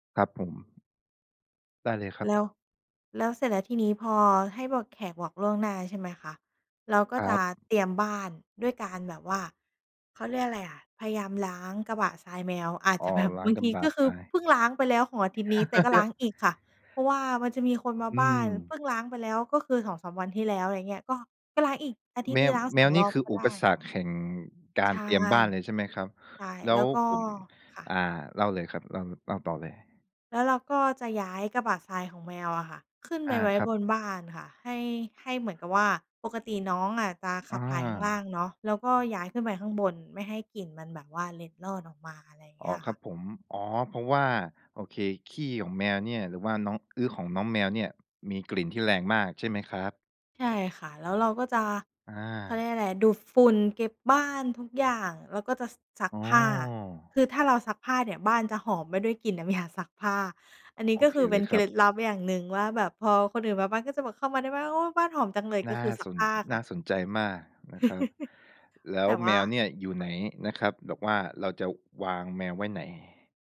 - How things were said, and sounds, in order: laugh; laughing while speaking: "ยา"; chuckle
- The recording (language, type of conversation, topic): Thai, podcast, ตอนมีแขกมาบ้าน คุณเตรียมบ้านยังไงบ้าง?